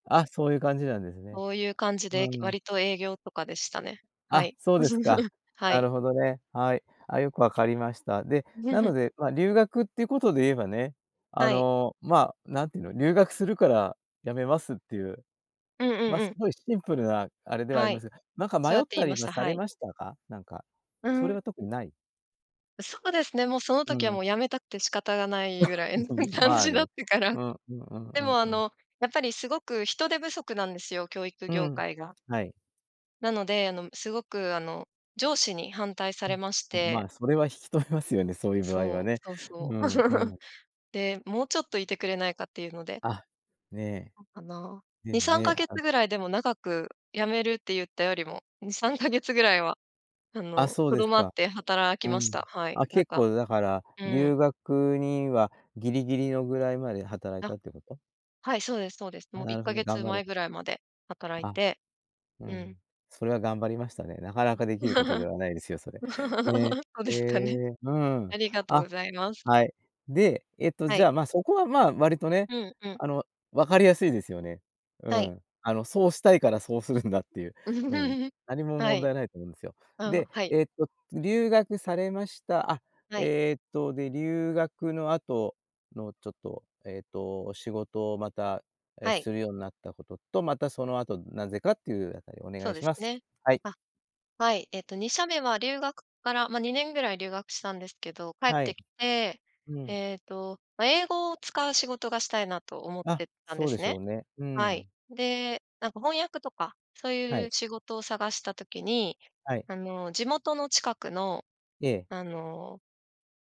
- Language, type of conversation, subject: Japanese, podcast, 長く勤めた会社を辞める決断は、どのようにして下したのですか？
- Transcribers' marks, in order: laugh; chuckle; chuckle; unintelligible speech; laughing while speaking: "感じだったから"; tapping; laughing while speaking: "引き止めますよね"; chuckle; other background noise; unintelligible speech; laugh; chuckle